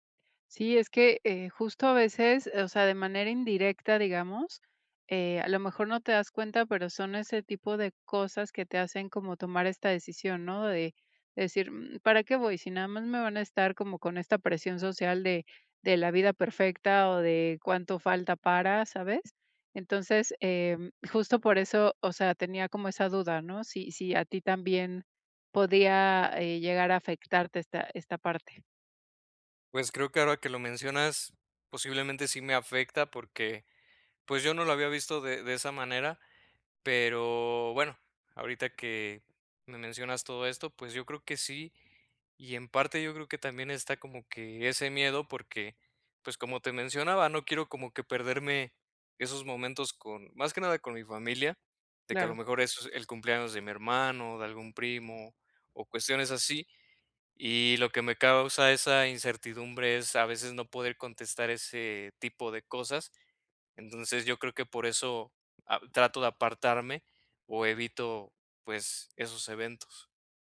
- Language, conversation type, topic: Spanish, advice, ¿Cómo puedo dejar de tener miedo a perderme eventos sociales?
- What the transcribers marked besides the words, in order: none